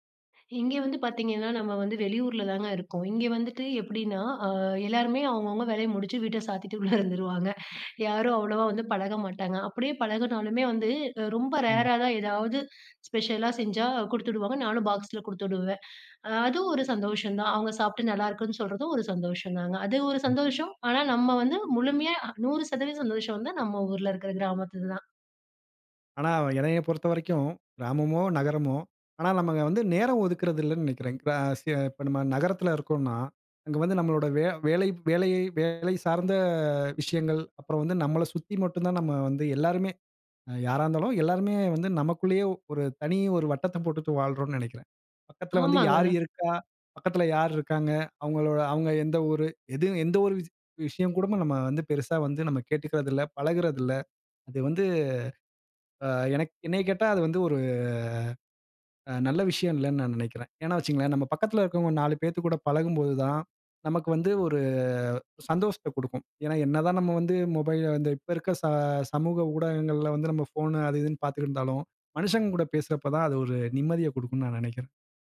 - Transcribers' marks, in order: snort; drawn out: "ஒரு"
- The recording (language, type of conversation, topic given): Tamil, podcast, ஒரு பெரிய விருந்துச் சமையலை முன்கூட்டியே திட்டமிடும்போது நீங்கள் முதலில் என்ன செய்வீர்கள்?